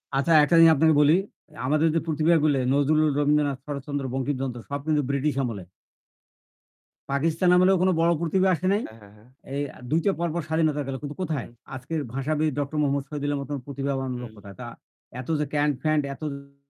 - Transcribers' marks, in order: static; unintelligible speech; distorted speech
- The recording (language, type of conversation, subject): Bengali, unstructured, শিক্ষা প্রতিষ্ঠানে অনিয়ম কি খুবই সাধারণ?
- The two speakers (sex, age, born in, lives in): male, 20-24, Bangladesh, Bangladesh; male, 60-64, Bangladesh, Bangladesh